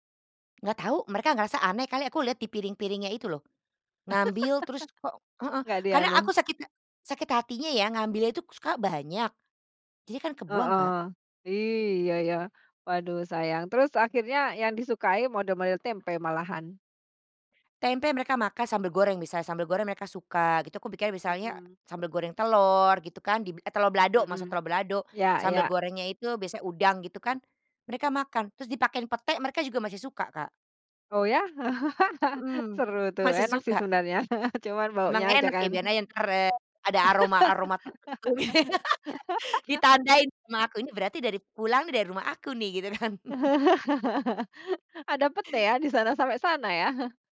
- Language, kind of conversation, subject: Indonesian, podcast, Bagaimana cara Anda merayakan warisan budaya dengan bangga?
- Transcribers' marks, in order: laugh; "balado" said as "belado"; "balado" said as "belado"; laugh; chuckle; laugh; laugh; chuckle; chuckle